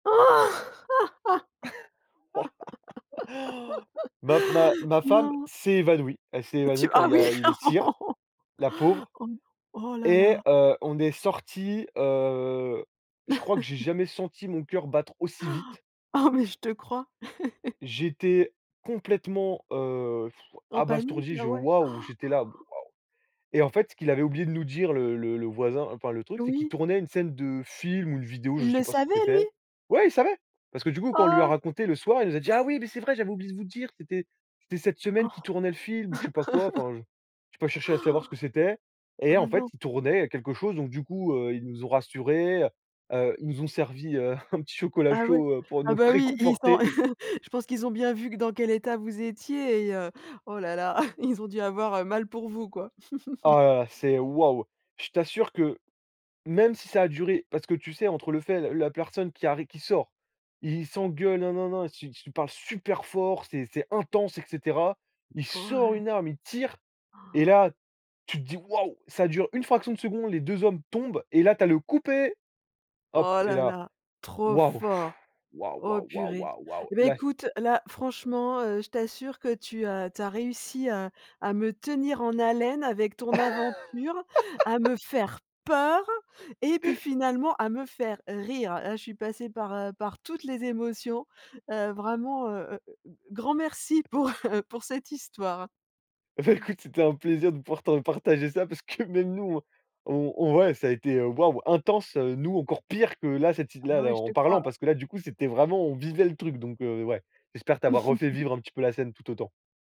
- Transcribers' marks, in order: laugh; laugh; chuckle; gasp; chuckle; blowing; gasp; chuckle; laughing while speaking: "un"; laughing while speaking: "réconforter"; chuckle; chuckle; chuckle; gasp; blowing; laugh; stressed: "peur"; laughing while speaking: "heu"; tapping; laughing while speaking: "Et beh, écoute, c'était un … on on ouais"; chuckle
- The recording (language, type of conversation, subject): French, podcast, Raconte-nous une aventure qui t’a vraiment marqué(e) ?